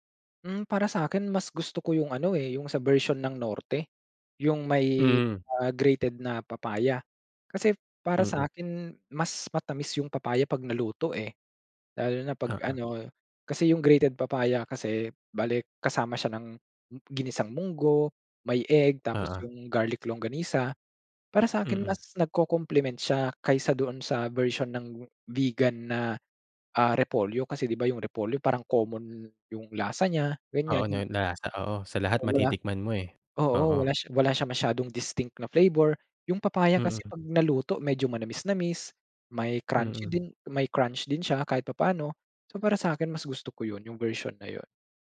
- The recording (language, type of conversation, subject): Filipino, podcast, Anong lokal na pagkain ang hindi mo malilimutan, at bakit?
- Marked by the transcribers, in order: in English: "nagko-compliment"; in English: "distinct na flavor"; in English: "crunchy"; in English: "crunch"